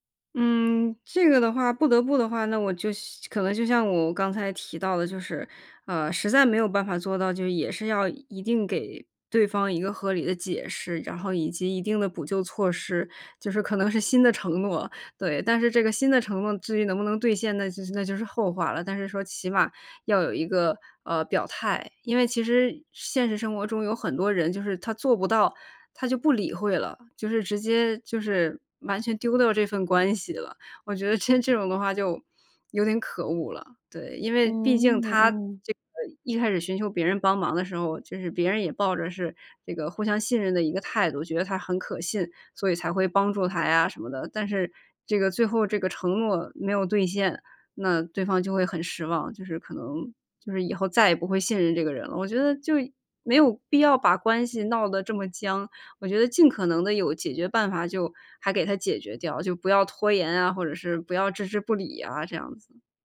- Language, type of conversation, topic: Chinese, podcast, 你怎么看“说到做到”在日常生活中的作用？
- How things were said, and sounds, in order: none